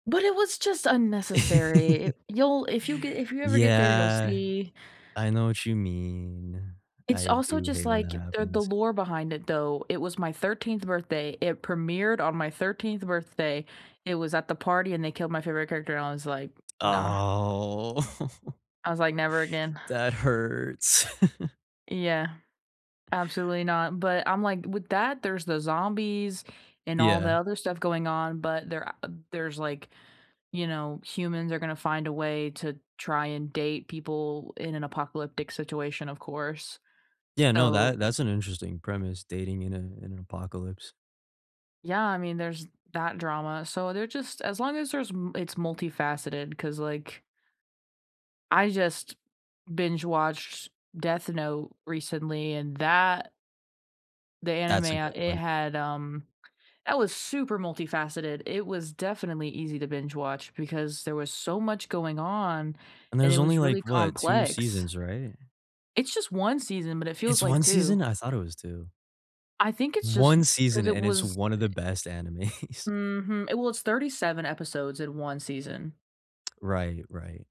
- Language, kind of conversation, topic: English, unstructured, What makes a movie or show binge-worthy for you?
- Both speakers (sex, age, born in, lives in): male, 20-24, United States, United States; other, 20-24, United States, United States
- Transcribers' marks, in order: chuckle; tapping; drawn out: "Oh"; chuckle; chuckle; other background noise; laughing while speaking: "animes"